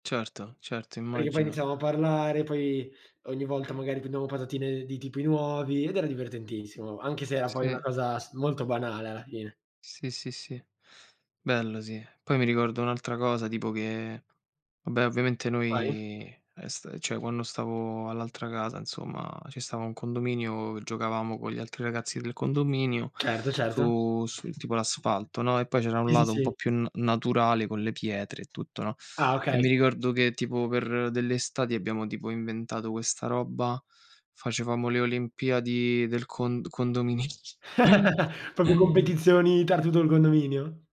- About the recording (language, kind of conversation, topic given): Italian, unstructured, Qual è il ricordo più bello della tua infanzia?
- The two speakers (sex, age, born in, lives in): male, 18-19, Italy, Italy; male, 25-29, Italy, Italy
- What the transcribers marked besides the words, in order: "prendevamo" said as "prendamo"; "insomma" said as "nsomma"; "roba" said as "robba"; chuckle